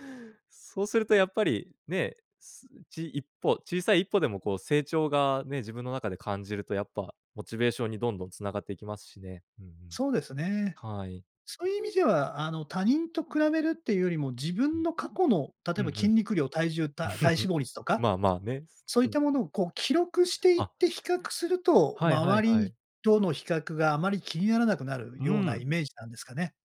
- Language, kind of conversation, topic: Japanese, podcast, 他人と比べないために、普段どんな工夫をしていますか？
- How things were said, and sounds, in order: chuckle